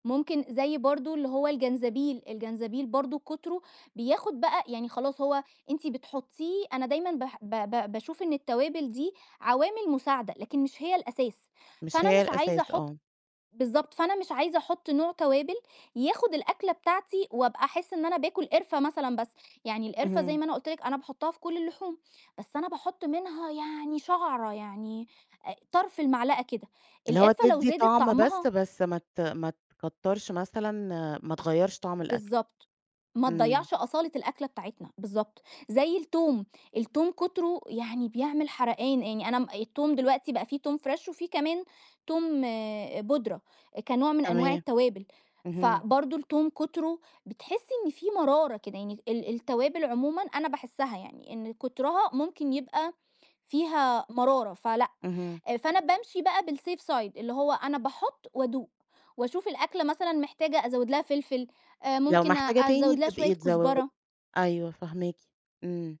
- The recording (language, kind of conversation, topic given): Arabic, podcast, إيه أسرار البهارات اللي بتغيّر طعم الأكلة؟
- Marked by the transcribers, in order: in English: "فريش"; in English: "بالSafe side"